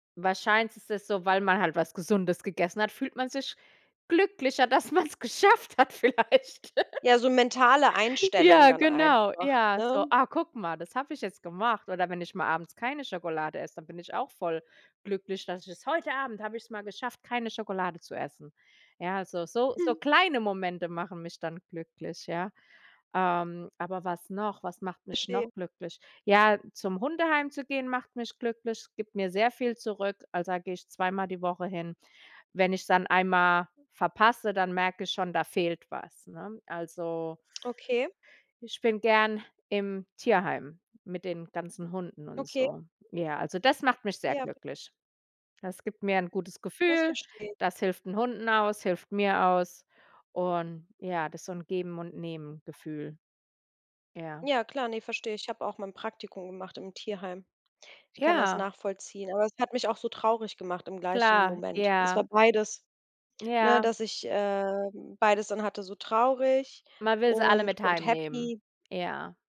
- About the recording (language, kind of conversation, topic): German, unstructured, Wann fühlst du dich mit dir selbst am glücklichsten?
- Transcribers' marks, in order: laughing while speaking: "man's geschafft hat vielleicht"; chuckle